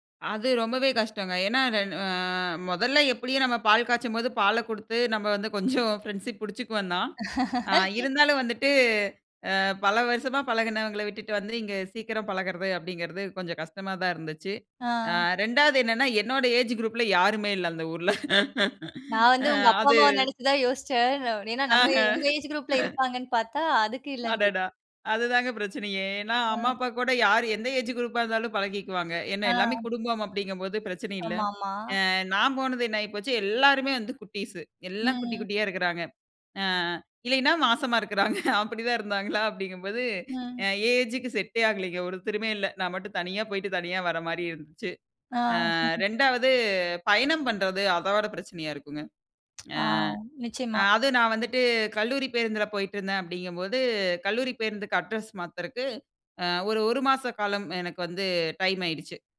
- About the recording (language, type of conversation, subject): Tamil, podcast, குடியேறும் போது நீங்கள் முதன்மையாக சந்திக்கும் சவால்கள் என்ன?
- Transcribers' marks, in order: drawn out: "அ"; laugh; laugh; in English: "ஏஜ் குரூப்"; laugh; laughing while speaking: "அடடா! அதுதாங்க பிரச்சனையே"; laughing while speaking: "மாசமா இருக்கறாங்க. அப்படி தான் இருந்தாங்களா?"; in English: "ஏஜ்க்கு செடே"; chuckle; tsk